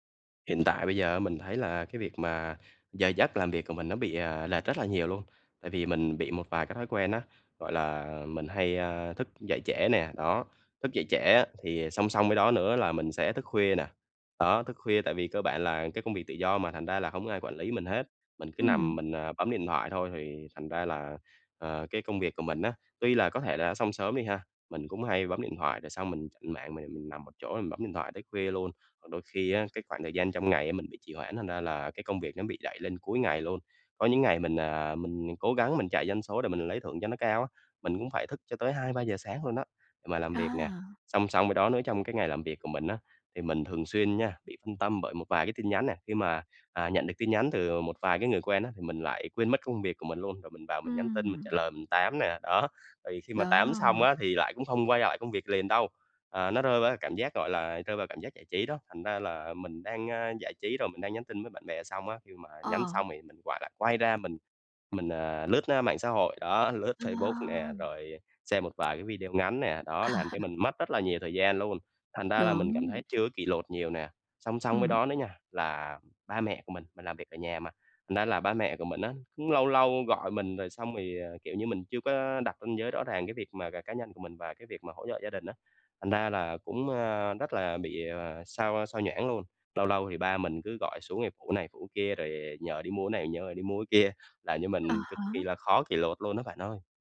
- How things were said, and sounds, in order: laughing while speaking: "Đó"; laughing while speaking: "đó"; tapping; laugh
- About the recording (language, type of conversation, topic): Vietnamese, advice, Làm sao để duy trì kỷ luật cá nhân trong công việc hằng ngày?